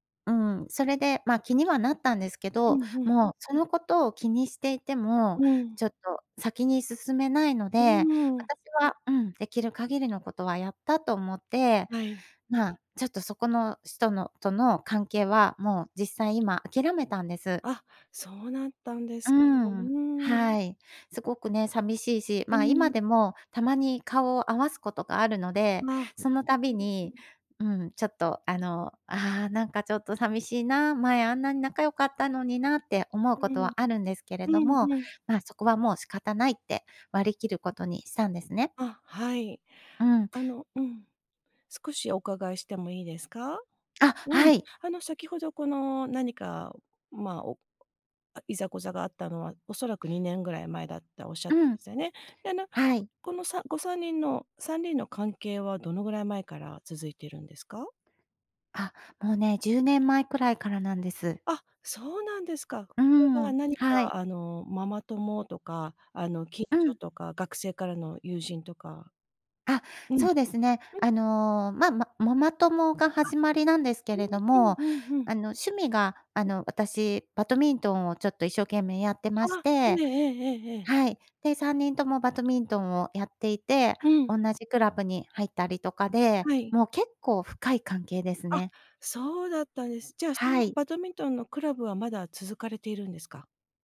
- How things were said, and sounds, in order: none
- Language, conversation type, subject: Japanese, advice, 共通の友人関係をどう維持すればよいか悩んでいますか？